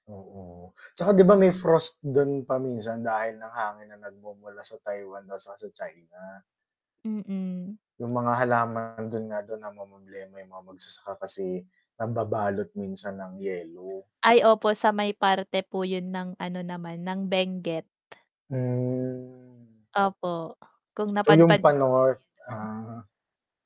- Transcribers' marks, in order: static; distorted speech; drawn out: "Hmm"
- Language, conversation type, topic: Filipino, unstructured, Paano ka nagsimula sa paborito mong libangan?